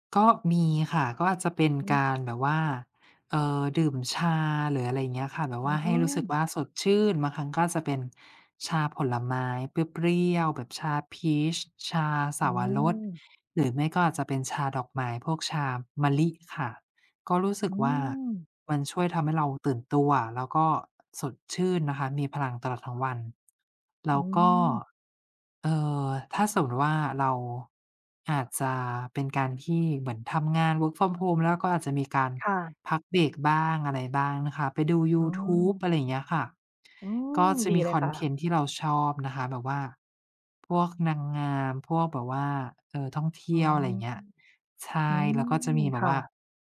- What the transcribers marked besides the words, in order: other background noise; other noise; in English: "Work from Home"
- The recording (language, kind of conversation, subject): Thai, unstructured, คุณเริ่มต้นวันใหม่ด้วยกิจวัตรอะไรบ้าง?